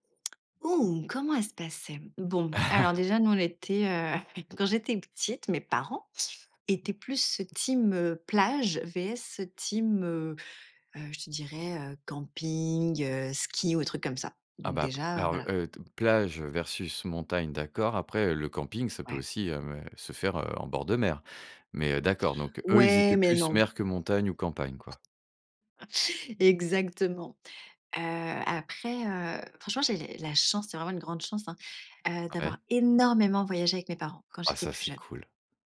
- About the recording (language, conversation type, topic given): French, podcast, Comment se déroulaient vos vacances en famille ?
- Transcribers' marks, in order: whoop; laugh; laugh; in English: "team"; in English: "team"; stressed: "énormément"